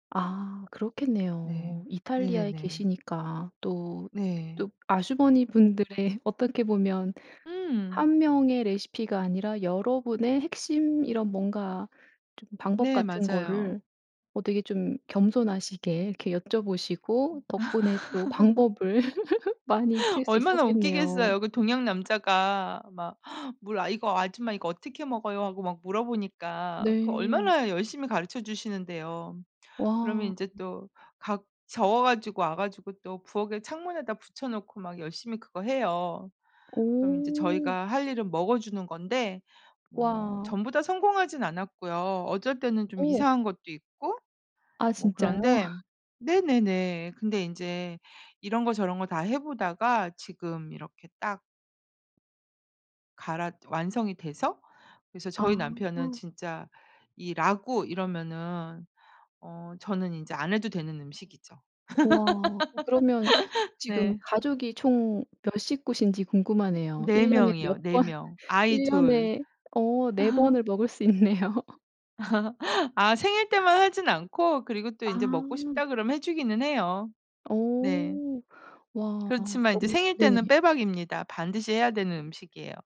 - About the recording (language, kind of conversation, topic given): Korean, podcast, 가족이 챙기는 특별한 음식이나 조리법이 있나요?
- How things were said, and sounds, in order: laughing while speaking: "아주머니분들의"; other background noise; laugh; laughing while speaking: "진짜요?"; laugh; laughing while speaking: "번"; laugh; laughing while speaking: "있네요"; laugh